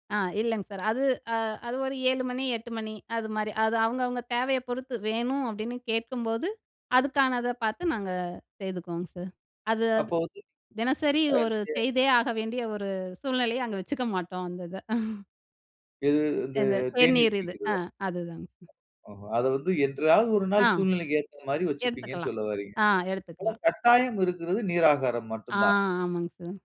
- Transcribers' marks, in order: other background noise; chuckle
- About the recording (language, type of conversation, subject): Tamil, podcast, உங்கள் வீட்டில் காலை பானம் குடிப்பதற்கு தனியான சிறப்பு வழக்கம் ஏதாவது இருக்கிறதா?